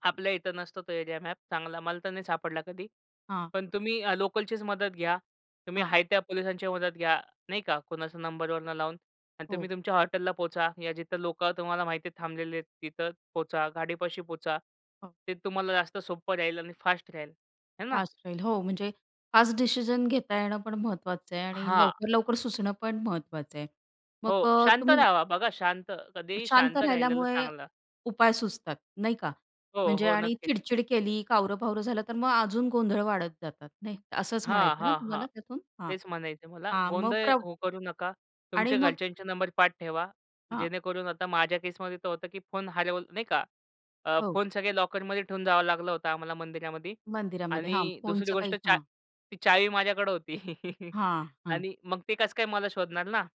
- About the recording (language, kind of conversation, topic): Marathi, podcast, एकट्याने प्रवास करताना वाट चुकली तर तुम्ही काय करता?
- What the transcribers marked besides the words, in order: tapping; other background noise; in English: "लॉकरमध्ये"; chuckle